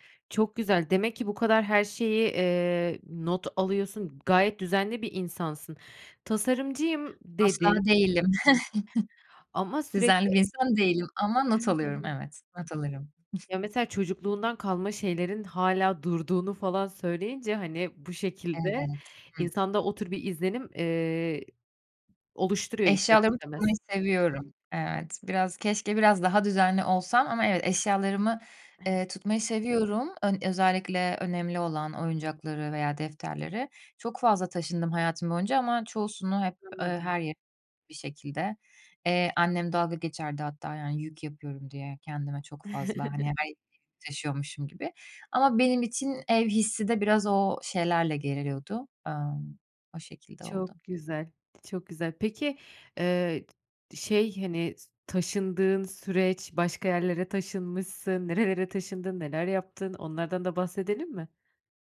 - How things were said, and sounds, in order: other background noise; chuckle; unintelligible speech; chuckle; other noise; chuckle
- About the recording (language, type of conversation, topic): Turkish, podcast, Tıkandığında ne yaparsın?